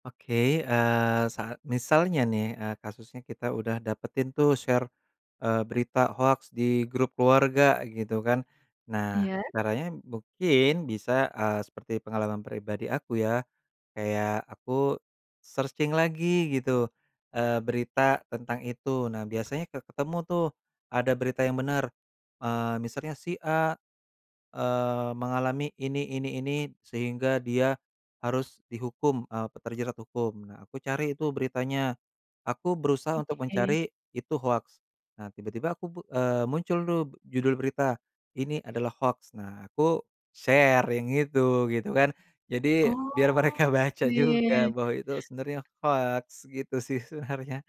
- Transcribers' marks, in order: in English: "share"; in English: "searching"; in English: "share"; laughing while speaking: "mereka baca"; tapping; laughing while speaking: "sebenarnya"
- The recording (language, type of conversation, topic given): Indonesian, podcast, Menurut pengamatan Anda, bagaimana sebuah cerita di media sosial bisa menjadi viral?